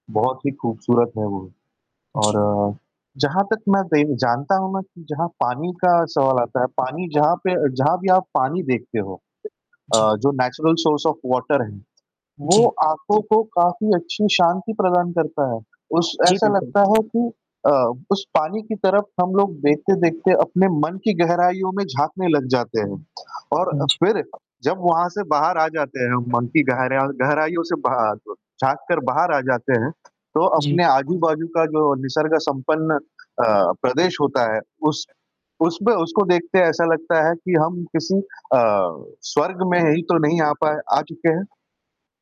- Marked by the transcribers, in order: static; other background noise; distorted speech; in English: "नेचुरल सोर्स ऑफ़ वाटर"
- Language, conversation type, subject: Hindi, unstructured, आप विभिन्न यात्रा स्थलों की तुलना कैसे करेंगे?
- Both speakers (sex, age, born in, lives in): male, 20-24, India, India; male, 35-39, India, India